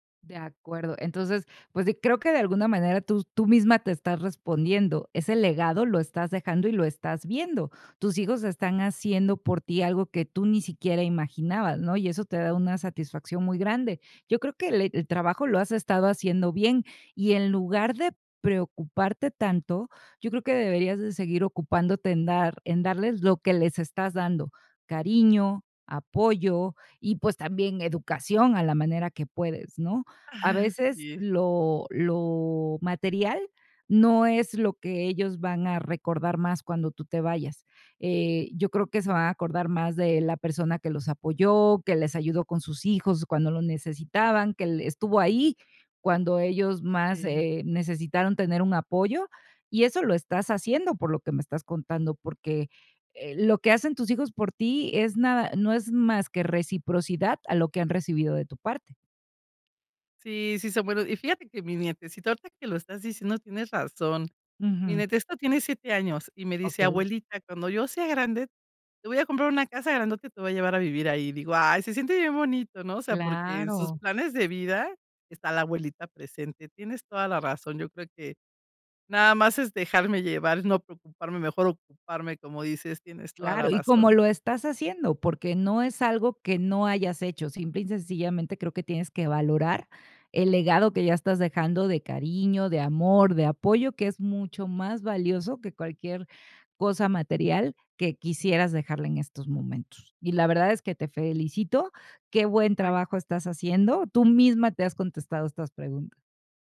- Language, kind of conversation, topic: Spanish, advice, ¿Qué te preocupa sobre tu legado y qué te gustaría dejarles a las futuras generaciones?
- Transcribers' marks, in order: other background noise; laughing while speaking: "Ah"; "nietecito" said as "netesto"